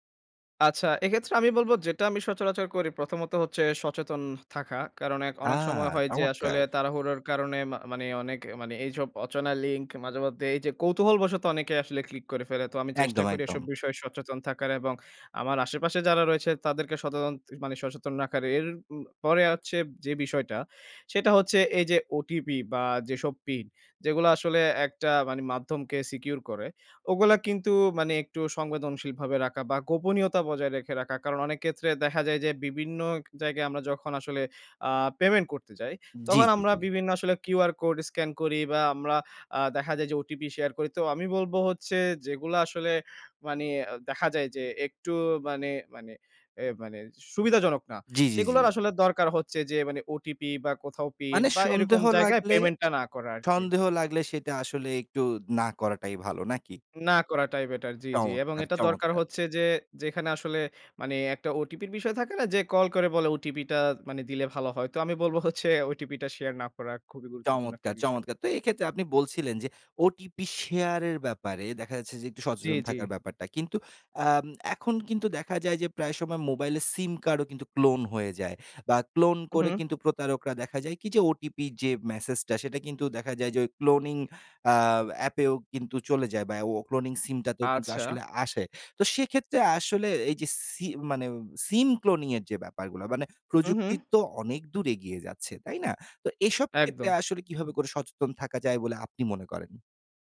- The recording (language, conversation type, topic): Bengali, podcast, অনলাইন প্রতারণা বা ফিশিং থেকে বাঁচতে আমরা কী কী করণীয় মেনে চলতে পারি?
- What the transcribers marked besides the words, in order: alarm; "সচেতন" said as "সতেতন"; in English: "secure"; scoff